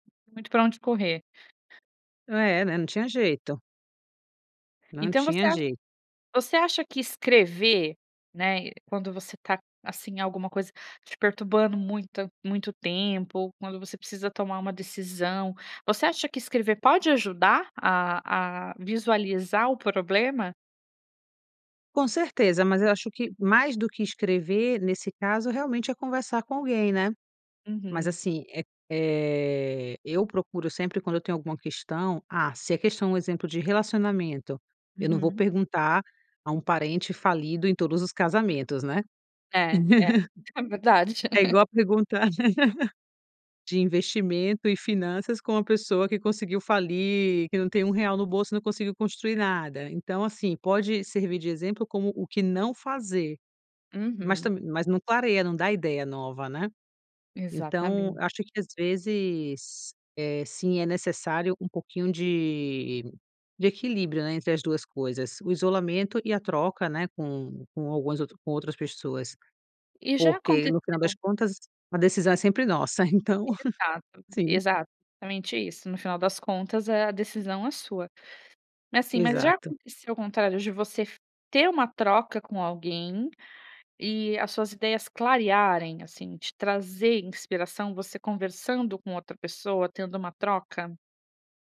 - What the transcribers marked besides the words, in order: tapping; chuckle; laugh; chuckle
- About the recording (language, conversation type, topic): Portuguese, podcast, O que te inspira mais: o isolamento ou a troca com outras pessoas?